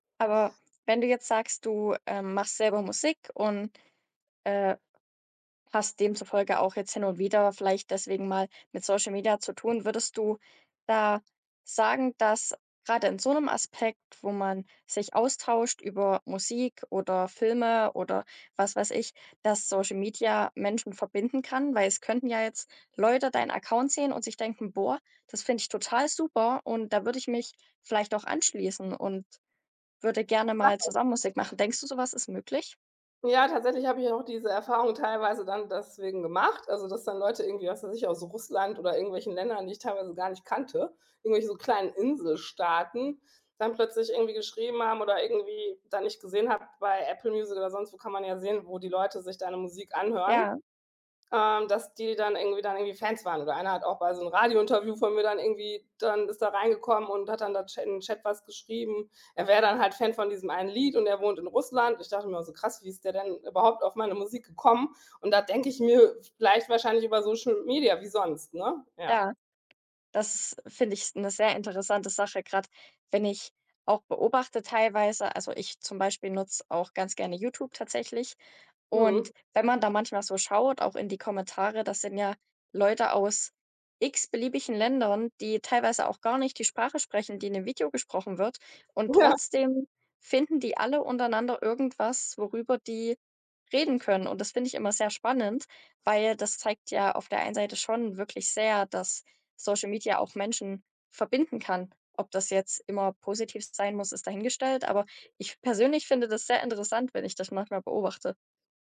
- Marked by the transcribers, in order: other background noise
- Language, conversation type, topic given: German, unstructured, Wie verändern soziale Medien unsere Gemeinschaft?